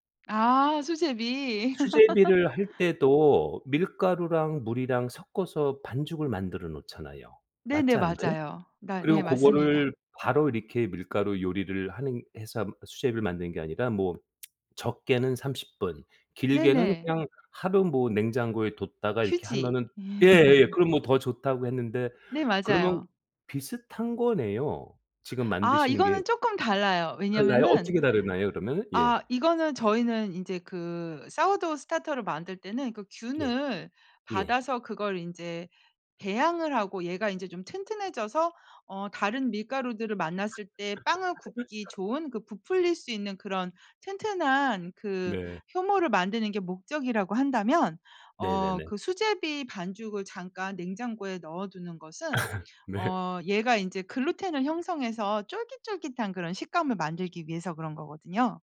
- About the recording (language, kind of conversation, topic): Korean, podcast, 요즘 푹 빠져 있는 취미가 무엇인가요?
- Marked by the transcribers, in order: tapping; laugh; other background noise; tsk; laugh; in English: "사워도우 스타터를"; laugh; laugh; laughing while speaking: "네"